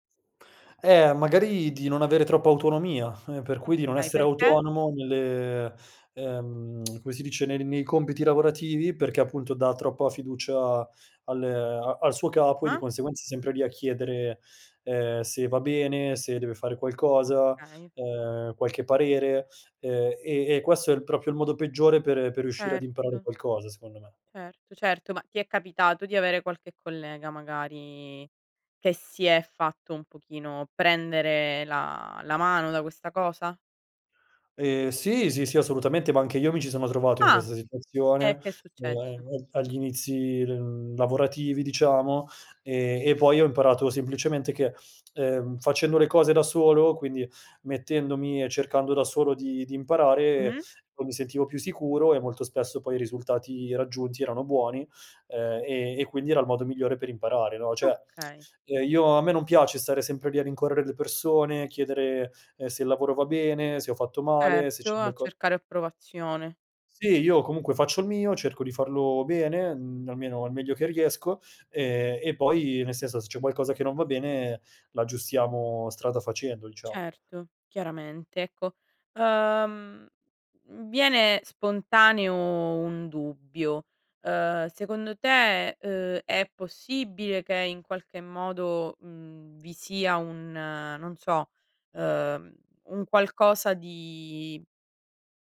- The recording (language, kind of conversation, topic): Italian, podcast, Hai un capo che ti fa sentire invincibile?
- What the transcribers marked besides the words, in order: tsk; "proprio" said as "propio"; "cioè" said as "ceh"; tsk